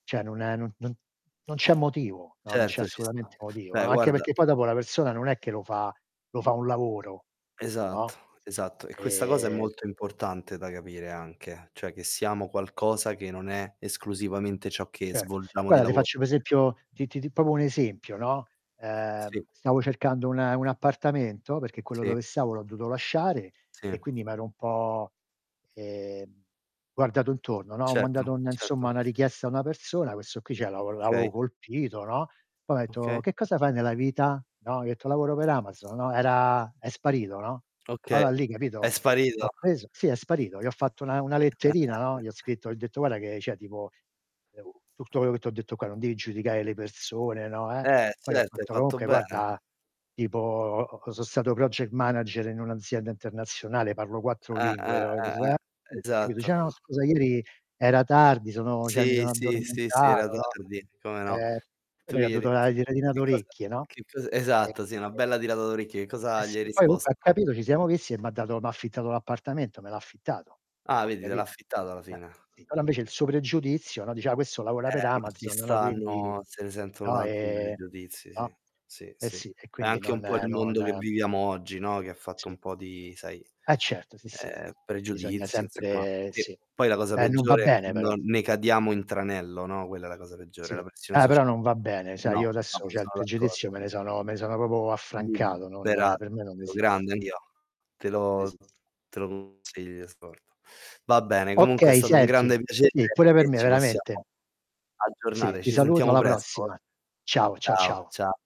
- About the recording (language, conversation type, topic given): Italian, unstructured, Che cosa cerchi in un ambiente di lavoro felice?
- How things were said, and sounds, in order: other background noise; drawn out: "Ehm"; "proprio" said as "propo"; tapping; chuckle; unintelligible speech; static; in English: "project"; unintelligible speech; distorted speech; background speech; unintelligible speech; unintelligible speech; unintelligible speech